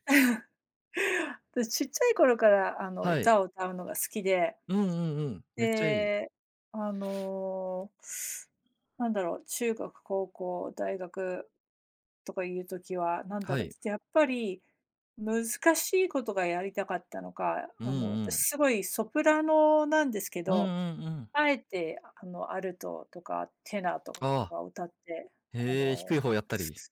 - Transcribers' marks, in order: laugh; tapping; other background noise
- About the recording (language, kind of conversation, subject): Japanese, unstructured, あなたにとって幸せとは何ですか？